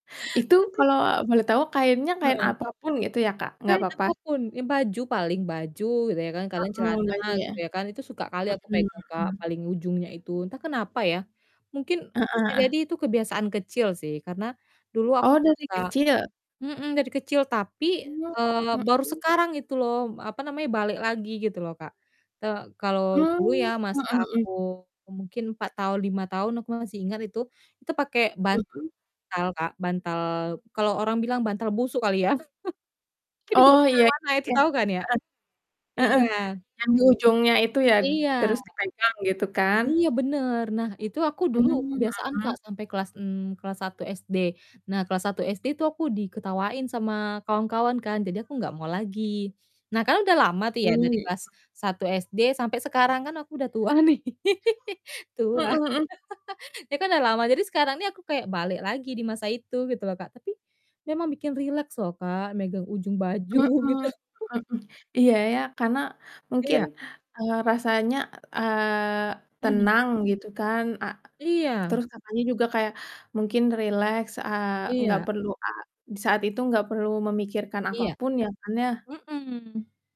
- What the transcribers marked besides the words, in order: distorted speech; laughing while speaking: "Tapi"; chuckle; laughing while speaking: "Yang dibawa kemana-mana"; other background noise; other animal sound; laughing while speaking: "nih"; chuckle; laughing while speaking: "baju gitu"; chuckle
- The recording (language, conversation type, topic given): Indonesian, unstructured, Apa kebiasaan kecil yang membantu kamu merasa rileks?